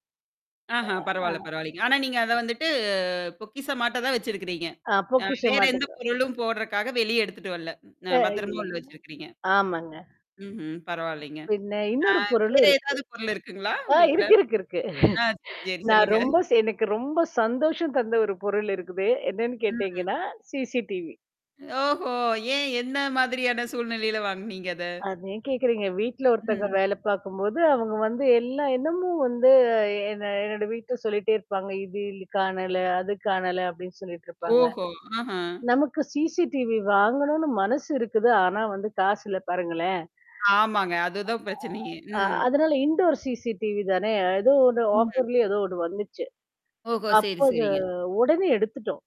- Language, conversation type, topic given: Tamil, podcast, உங்கள் வீட்டுக்கு தனிச்சிறப்பு தரும் ஒரு சின்னப் பொருள் எது?
- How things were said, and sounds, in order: other noise; chuckle; distorted speech; unintelligible speech; in English: "இன்டோர் CCTV"; in English: "ஆஃபர்லயே"